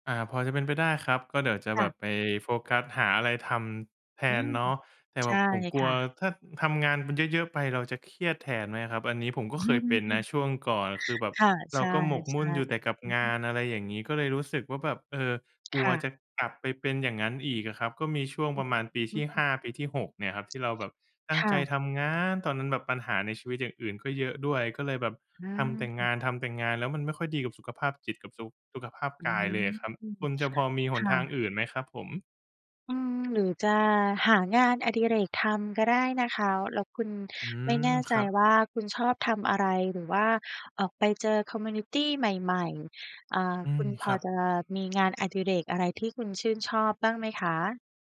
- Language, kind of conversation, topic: Thai, advice, ทำไมวันครบรอบครั้งนี้ถึงทำให้คุณรู้สึกเจ็บปวดอยู่ตลอดเวลา?
- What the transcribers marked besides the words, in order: chuckle; stressed: "งาน"; in English: "คอมมิวนิตี"